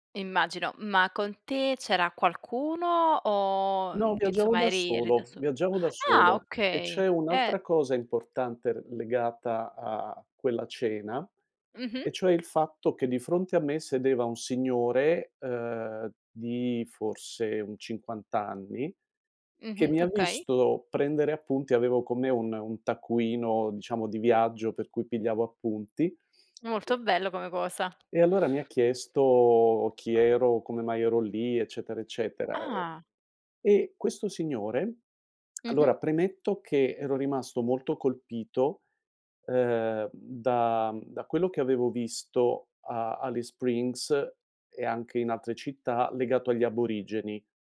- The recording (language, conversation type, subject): Italian, podcast, Qual è un tuo ricordo legato a un pasto speciale?
- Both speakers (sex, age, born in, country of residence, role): female, 25-29, Italy, Italy, host; male, 60-64, Italy, United States, guest
- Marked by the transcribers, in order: "insomma" said as "inzomma"; tapping; other background noise